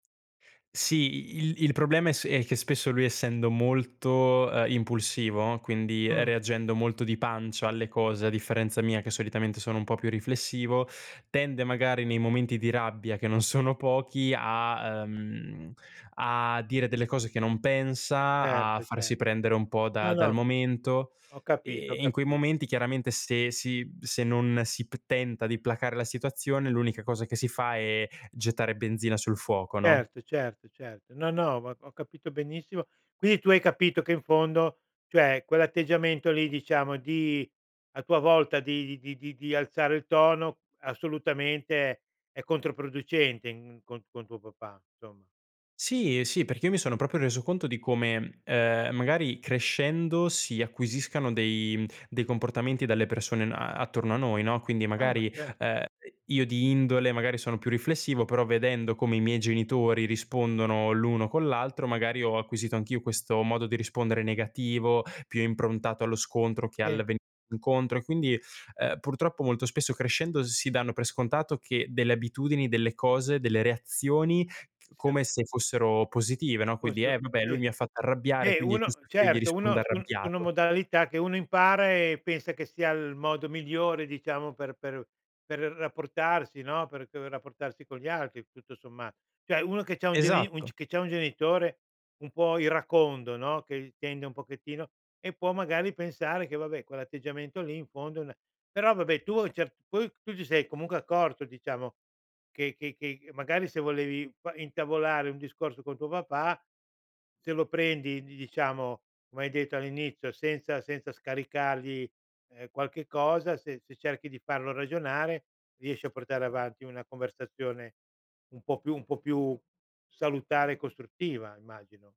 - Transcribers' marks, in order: "proprio" said as "propio"; unintelligible speech; "cioè" said as "ceh"; "cioè" said as "ceh"
- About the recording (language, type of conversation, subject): Italian, podcast, Come si comincia una conversazione difficile a casa?